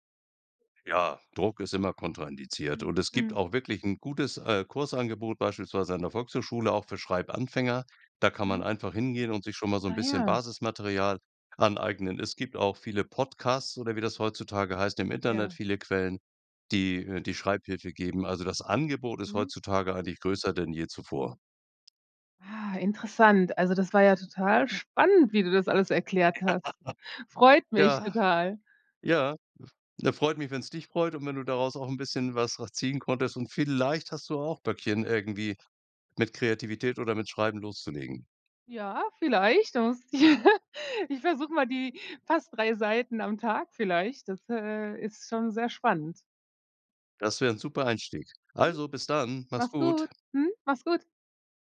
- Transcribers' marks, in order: stressed: "spannend"; chuckle; joyful: "Freut mich total"; stressed: "vielleicht"; unintelligible speech; laughing while speaking: "ja"
- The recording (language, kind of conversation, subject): German, podcast, Wie entwickelst du kreative Gewohnheiten im Alltag?